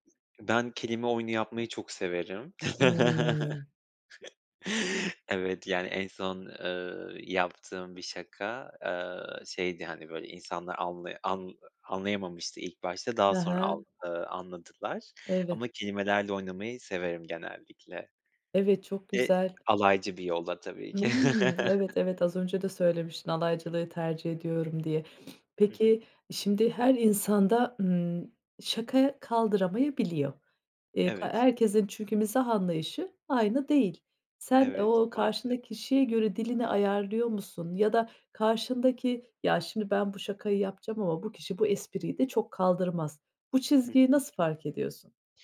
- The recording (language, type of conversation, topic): Turkish, podcast, Kısa mesajlarda mizahı nasıl kullanırsın, ne zaman kaçınırsın?
- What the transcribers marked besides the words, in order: other background noise; chuckle; tapping; chuckle; sniff